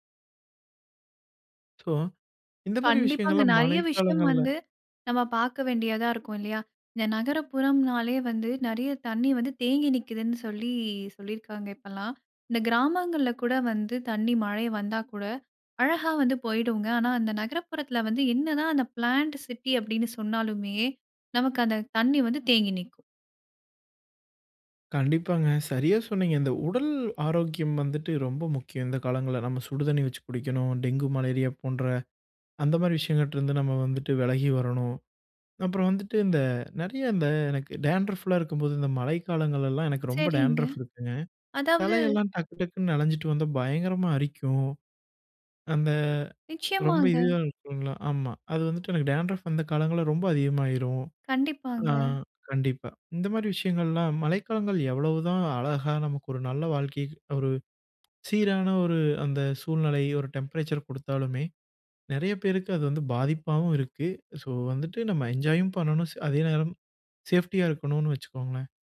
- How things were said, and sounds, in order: in English: "சோ"; drawn out: "சொல்லி"; in English: "பிளான்டு சிட்டி"; tapping; in English: "டான்ட்ரஃப்லாம்"; other background noise; in English: "டேண்ட்ரஃப்"; in English: "டான்ட்ரஃப்"; in English: "டெம்பரேச்சர்"
- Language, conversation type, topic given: Tamil, podcast, மழைக்காலம் உங்களை எவ்வாறு பாதிக்கிறது?